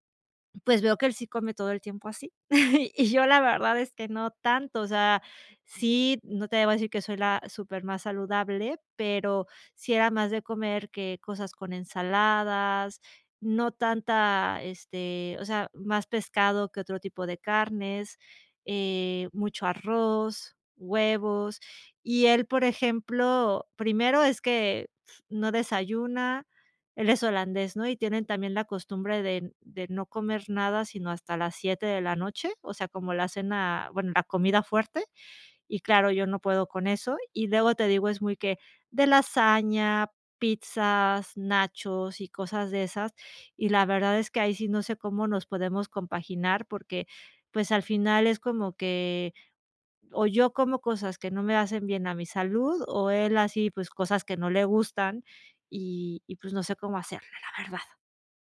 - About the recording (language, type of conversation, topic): Spanish, advice, ¿Cómo podemos manejar las peleas en pareja por hábitos alimenticios distintos en casa?
- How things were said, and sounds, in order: chuckle